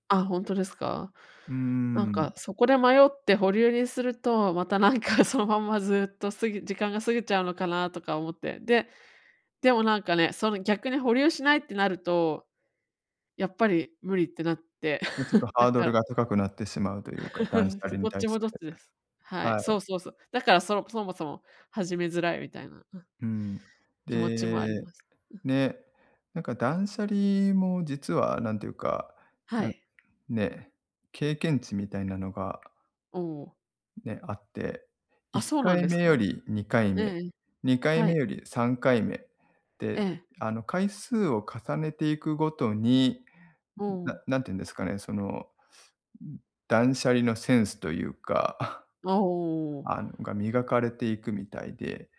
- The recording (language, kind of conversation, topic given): Japanese, advice, 感情と持ち物をどう整理すればよいですか？
- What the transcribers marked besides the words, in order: laughing while speaking: "なんか"; chuckle; laugh